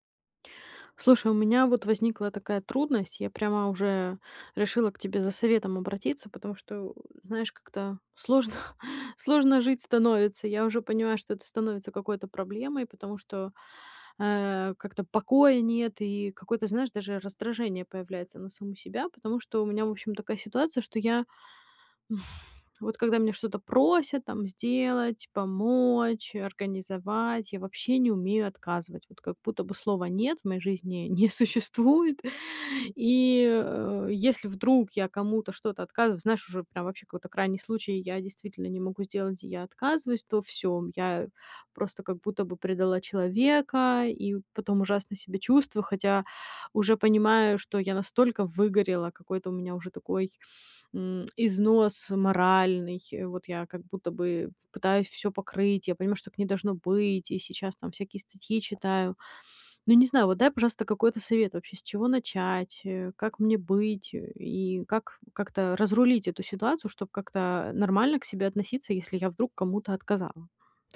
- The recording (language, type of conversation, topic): Russian, advice, Почему мне трудно говорить «нет» из-за желания угодить другим?
- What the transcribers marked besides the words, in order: tapping; chuckle; exhale; laughing while speaking: "не существует"